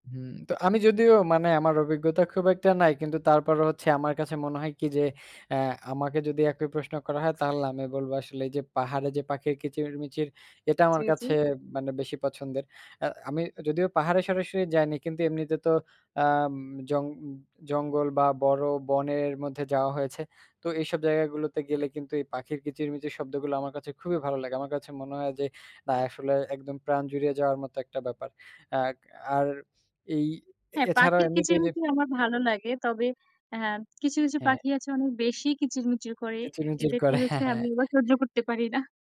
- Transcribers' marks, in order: laughing while speaking: "করে। হ্যাঁ, হ্যাঁ"
- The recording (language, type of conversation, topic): Bengali, unstructured, তোমার মতে কোনটি বেশি উপভোগ্য—সমুদ্রসৈকত নাকি পাহাড়?
- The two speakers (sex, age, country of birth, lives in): female, 20-24, Bangladesh, Bangladesh; male, 20-24, Bangladesh, Bangladesh